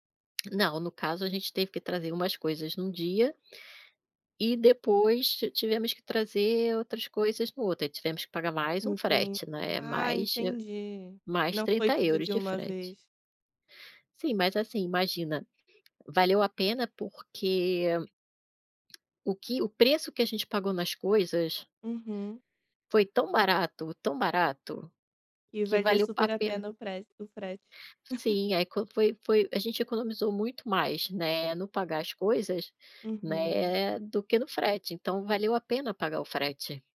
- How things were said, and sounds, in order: tapping; laugh
- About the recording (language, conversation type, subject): Portuguese, podcast, Como você decide quando gastar e quando economizar dinheiro?